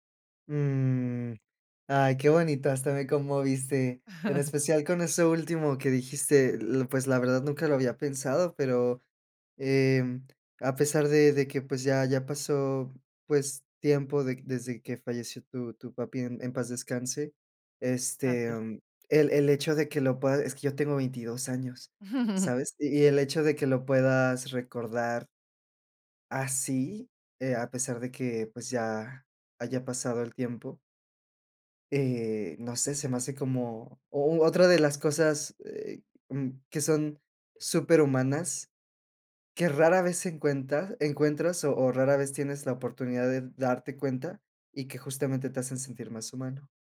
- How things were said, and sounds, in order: chuckle; chuckle
- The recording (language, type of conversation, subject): Spanish, podcast, ¿Qué comidas te hacen sentir en casa?